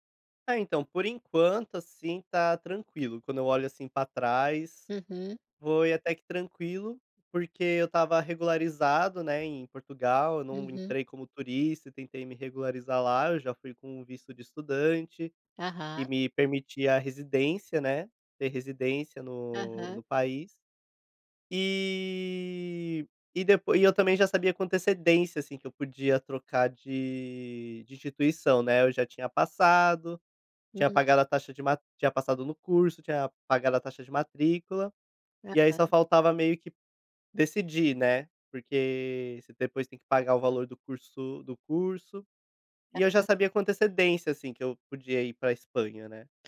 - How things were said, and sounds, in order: drawn out: "E"
- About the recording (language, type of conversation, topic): Portuguese, podcast, Como você supera o medo da mudança?